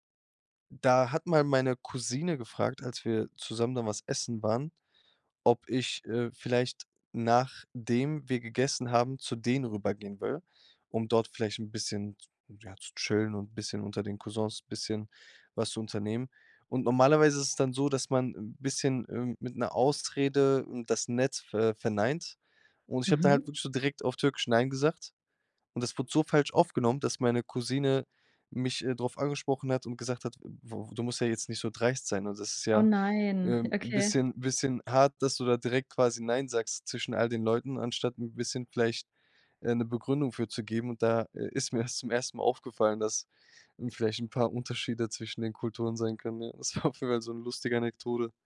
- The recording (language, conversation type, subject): German, podcast, Wie entscheidest du, welche Traditionen du beibehältst und welche du aufgibst?
- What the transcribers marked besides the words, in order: unintelligible speech; laughing while speaking: "das"; laughing while speaking: "war"; "Anekdote" said as "Anektode"